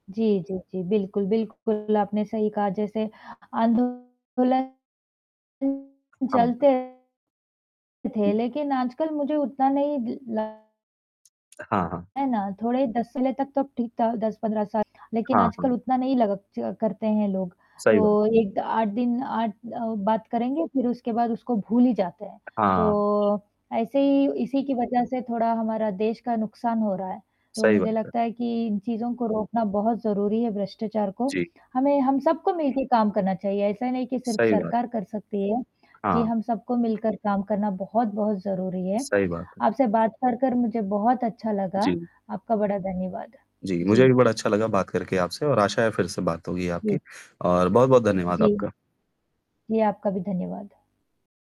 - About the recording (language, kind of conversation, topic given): Hindi, unstructured, सरकार में भ्रष्टाचार से देश की छवि कैसे खराब होती है?
- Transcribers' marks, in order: static; other background noise; distorted speech; tapping; other noise; tongue click; mechanical hum